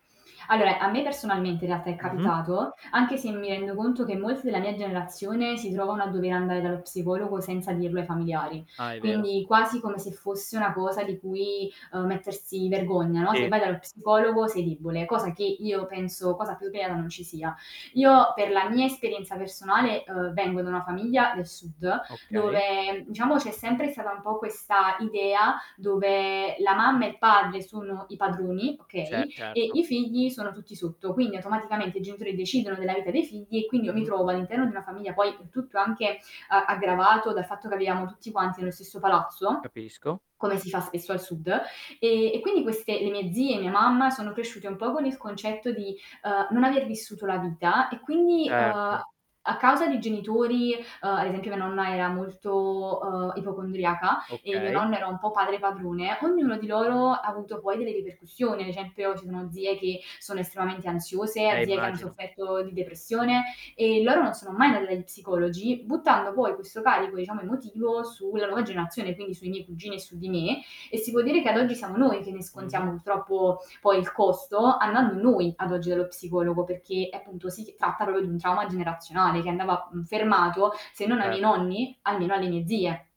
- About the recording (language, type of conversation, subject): Italian, podcast, Come si può parlare di salute mentale in famiglia?
- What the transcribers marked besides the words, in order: static; "debole" said as "debbole"; other background noise; "esempio" said as "escempio"; distorted speech